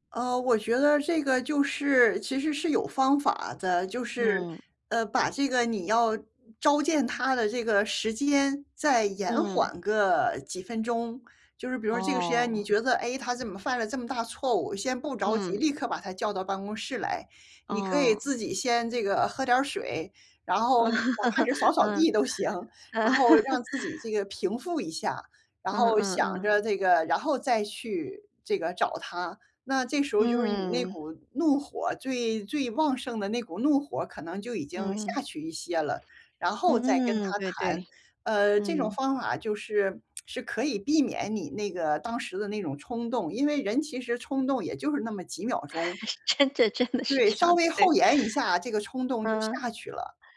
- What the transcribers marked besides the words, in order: laugh; laugh; tsk; laughing while speaking: "真的 真的是这样的，对"
- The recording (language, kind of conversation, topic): Chinese, advice, 犯错后我该如何与同事沟通并真诚道歉？